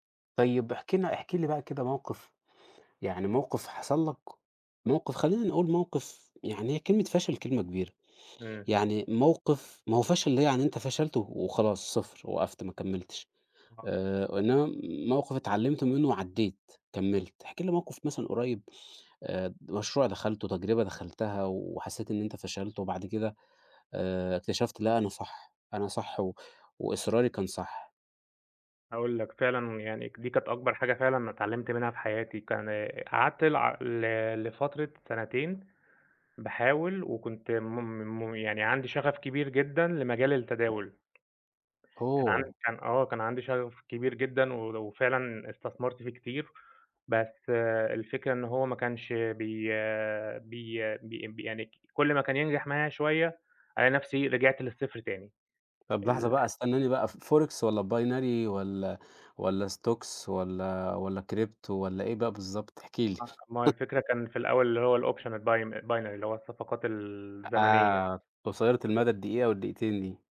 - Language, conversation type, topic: Arabic, podcast, إزاي بتتعامل مع الفشل لما بيحصل؟
- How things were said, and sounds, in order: tapping; in English: "forex"; in English: "binary"; in English: "stocks"; in English: "crypto"; chuckle; in English: "الoption"; in English: "الbinary"